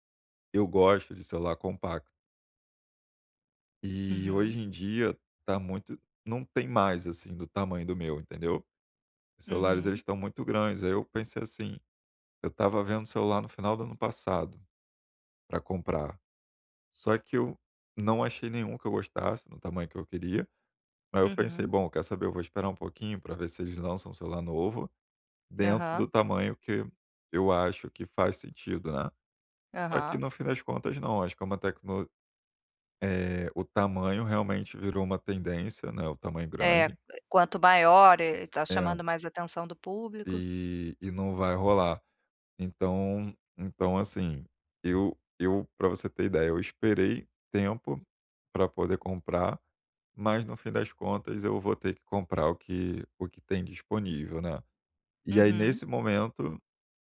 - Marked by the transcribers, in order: tapping
- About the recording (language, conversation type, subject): Portuguese, advice, Como posso avaliar o valor real de um produto antes de comprá-lo?